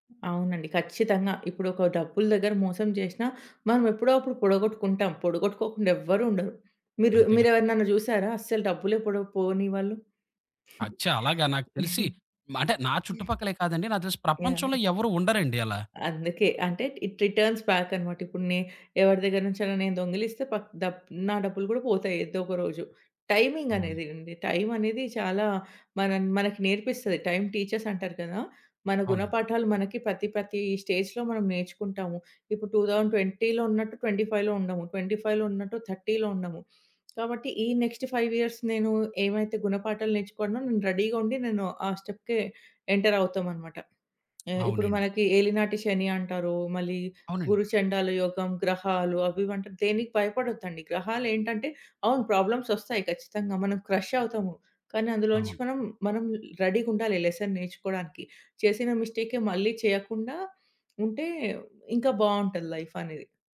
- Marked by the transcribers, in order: giggle; in English: "ఇట్ రిటర్న్స్ బ్యాక్"; in English: "టైమింగ్"; in English: "టైమ్ టీచేస్"; in English: "స్టేజ్‍లో"; in English: "టూ థౌసండ్ ట్వెంటీలో"; in English: "ట్వెంటీ ఫైవ్‍లో"; in English: "ట్వెంటీ ఫైవ్‍లో"; in English: "థర్టీలో"; in English: "నెక్స్ట్ ఫైవ్ ఇయర్స్"; in English: "రెడీగా"; in English: "స్టెప్‍కి ఎంటర్"; tapping; in English: "ప్రాబ్లమ్స్"; in English: "క్రష్"; in English: "లెసన్"; in English: "లైఫ్"
- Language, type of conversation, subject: Telugu, podcast, మీ ఇంట్లో పూజ లేదా ఆరాధనను సాధారణంగా ఎలా నిర్వహిస్తారు?